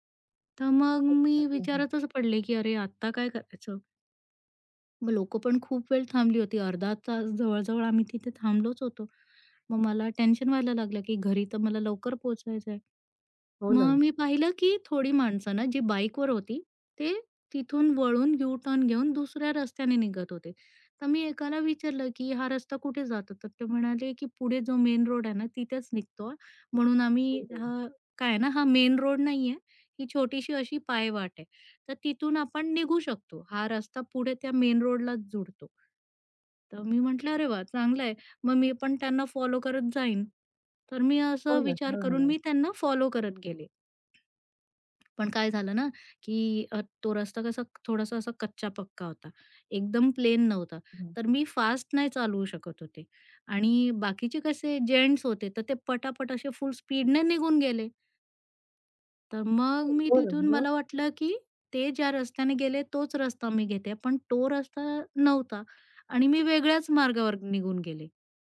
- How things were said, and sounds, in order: tapping; unintelligible speech
- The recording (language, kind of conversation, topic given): Marathi, podcast, रात्री वाट चुकल्यावर सुरक्षित राहण्यासाठी तू काय केलंस?